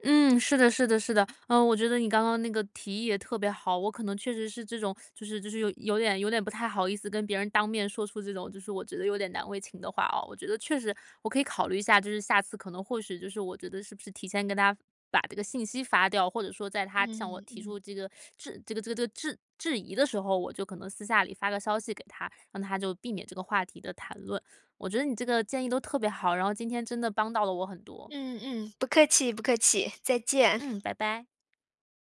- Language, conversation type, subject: Chinese, advice, 如何才能不尴尬地和别人谈钱？
- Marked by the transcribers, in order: none